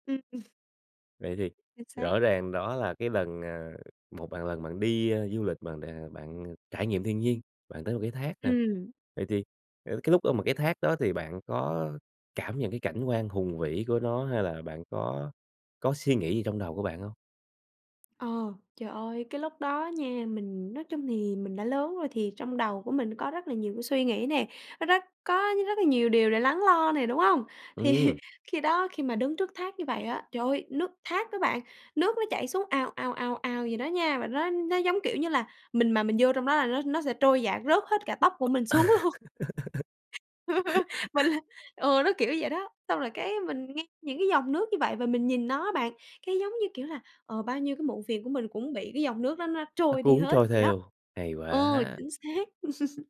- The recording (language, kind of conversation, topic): Vietnamese, podcast, Bạn sẽ chọn đi rừng hay đi biển vào dịp cuối tuần, và vì sao?
- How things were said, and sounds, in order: other background noise; tapping; laughing while speaking: "Thì"; other noise; laugh; laughing while speaking: "xuống luôn. Mình là"; laugh; laugh